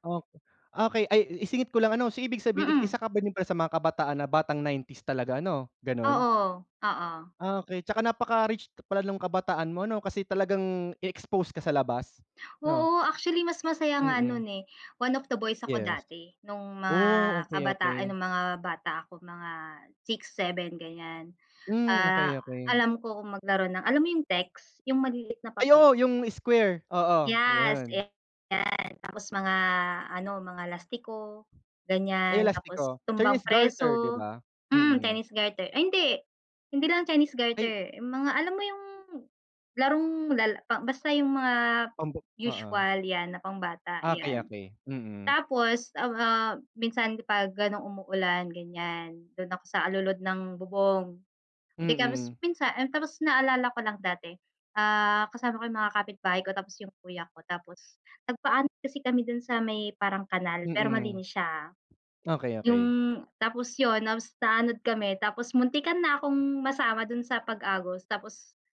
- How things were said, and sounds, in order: other background noise; "Yes" said as "yas"; alarm
- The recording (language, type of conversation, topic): Filipino, unstructured, Ano ang pinakamasayang karanasan mo noong kabataan mo?